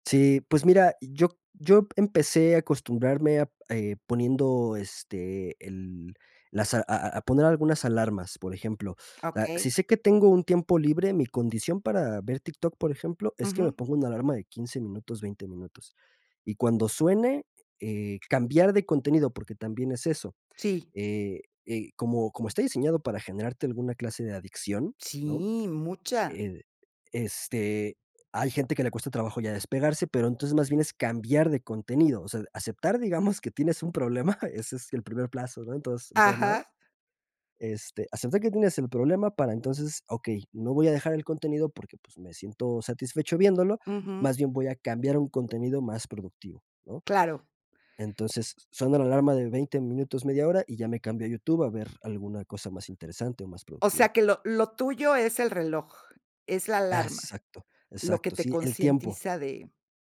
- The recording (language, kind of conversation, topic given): Spanish, podcast, ¿Qué opinas de las redes sociales en la vida cotidiana?
- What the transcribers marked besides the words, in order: chuckle